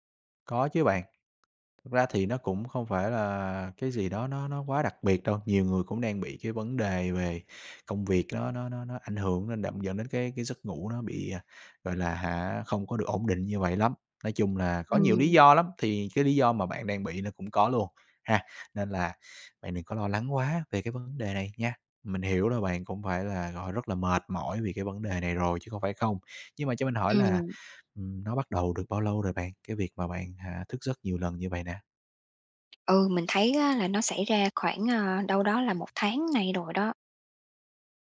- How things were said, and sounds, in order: tapping
- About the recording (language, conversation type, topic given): Vietnamese, advice, Vì sao tôi thức giấc nhiều lần giữa đêm và sáng hôm sau lại kiệt sức?